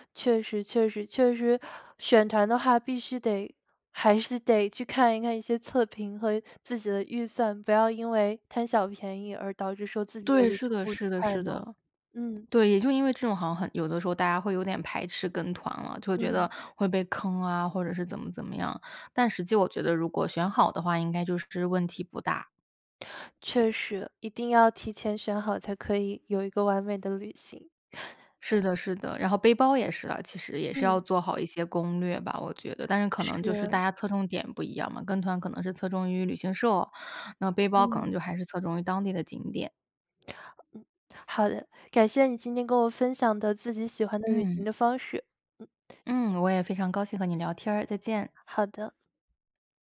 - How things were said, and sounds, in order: inhale
- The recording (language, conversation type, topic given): Chinese, podcast, 你更倾向于背包游还是跟团游，为什么？